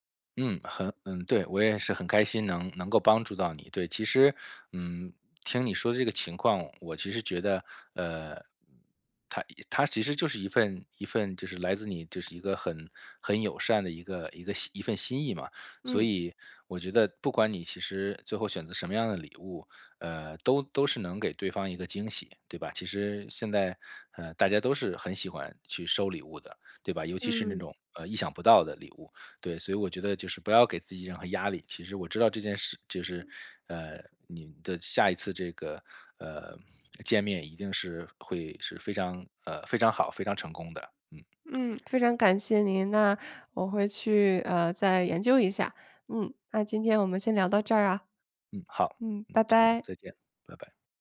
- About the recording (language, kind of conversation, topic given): Chinese, advice, 我该如何为别人挑选合适的礼物？
- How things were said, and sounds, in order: tapping